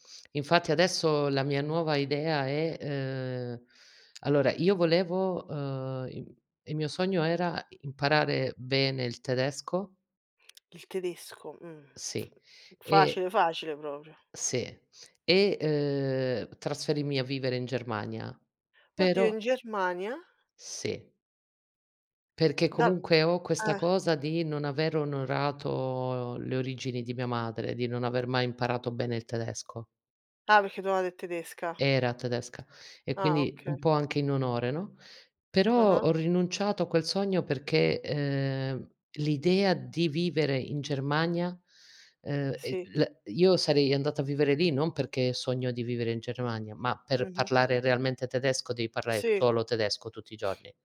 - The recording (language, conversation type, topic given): Italian, unstructured, Hai mai rinunciato a un sogno? Perché?
- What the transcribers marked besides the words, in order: tapping; "trasferirmi" said as "trasferimmi"; stressed: "Era"